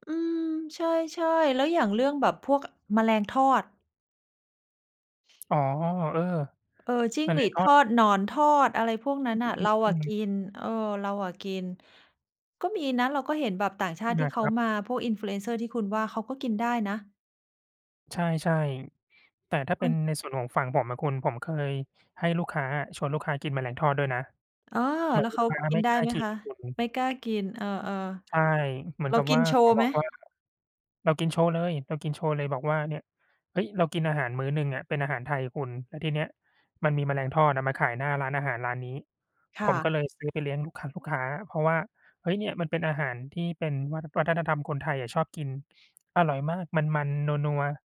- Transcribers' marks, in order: none
- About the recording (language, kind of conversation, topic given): Thai, unstructured, ทำไมบางครั้งวัฒนธรรมจึงถูกนำมาใช้เพื่อแบ่งแยกผู้คน?